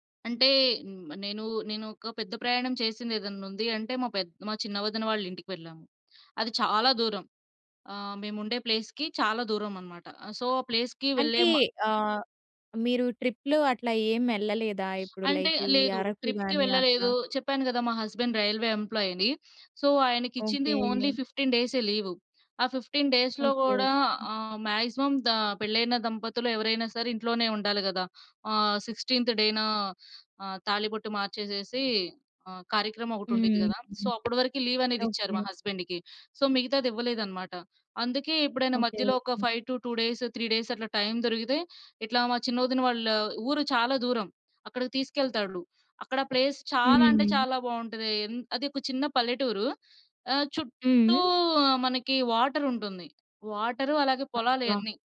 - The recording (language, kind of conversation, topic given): Telugu, podcast, మీ జీవితాన్ని పూర్తిగా మార్చిన ప్రయాణం ఏది?
- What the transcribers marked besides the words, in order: in English: "ప్లేస్‌కి"; in English: "సో"; in English: "ప్లేస్‌కి"; in English: "లైక్"; in English: "ట్రిప్‌కి"; in English: "హస్బండ్ రైల్వే"; in English: "సో"; in English: "ఓన్లీ ఫిఫ్టీన్"; in English: "ఫిఫ్టీన్ డేస్‌లో"; other background noise; in English: "మాక్సిమం"; in English: "సిక్స్‌టీ‌న్థ్"; in English: "సో"; tapping; in English: "హస్బెండ్‌కి. సో"; in English: "ఫైవ్ టు టూ డేస్, త్రీ"; in English: "ప్లేస్"; drawn out: "చుట్టూ"